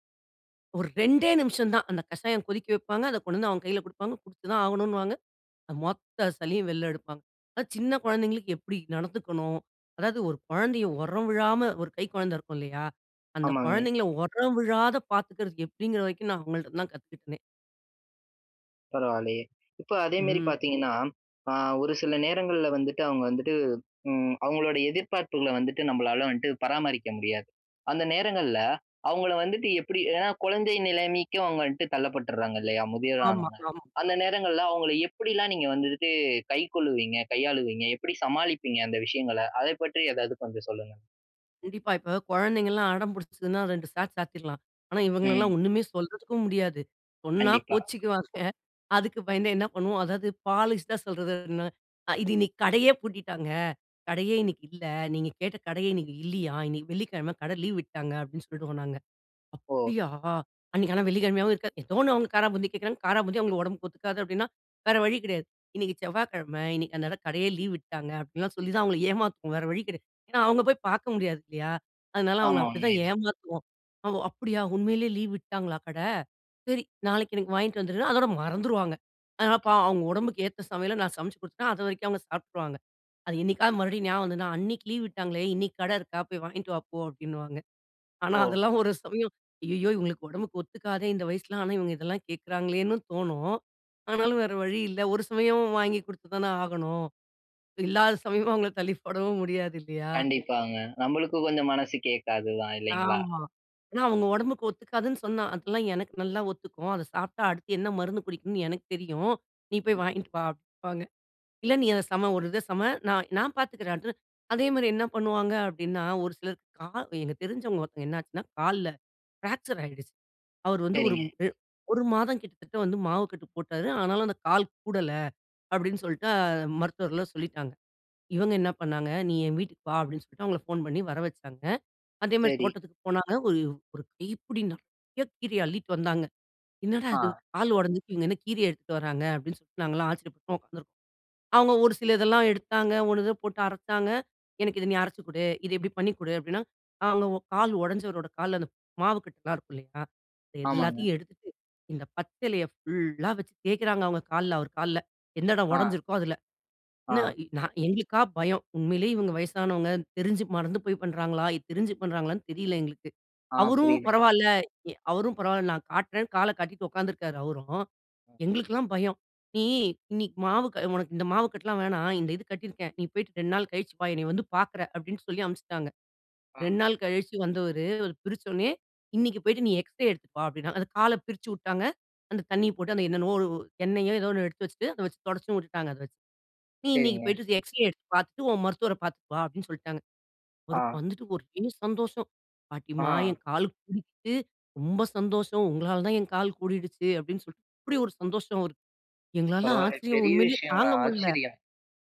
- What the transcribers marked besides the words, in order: "குடிச்சுதான்" said as "குடுத்துதான்"; other background noise; "வந்துட்டு" said as "வன்ட்டு"; "வந்துட்டு" said as "வன்ட்டு"; other noise; in English: "பாலிஷ்டா"; in English: "ஃப்ராக்சர்"; in English: "எக்ஸ்ரே"; in English: "எக்ஸ்ரே"; surprised: "எங்களால ஆச்சரியம். உண்மையிலேயே தாங்க முடில"; surprised: "பரவால்லையே, பெரிய விஷயங்க. ஆச்சரியம்"
- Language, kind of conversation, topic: Tamil, podcast, முதியோரின் பங்கு மற்றும் எதிர்பார்ப்புகளை நீங்கள் எப்படிச் சமாளிப்பீர்கள்?